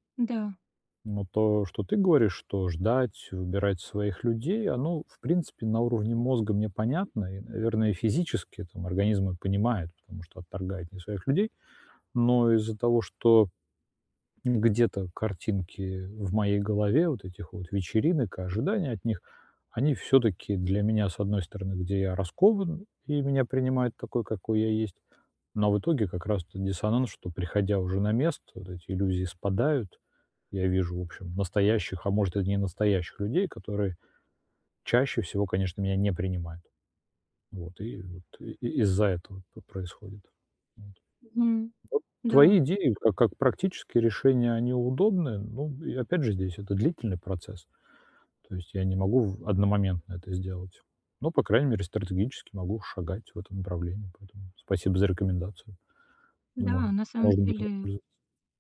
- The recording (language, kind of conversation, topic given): Russian, advice, Как перестать бояться быть собой на вечеринках среди друзей?
- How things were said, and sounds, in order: swallow; tapping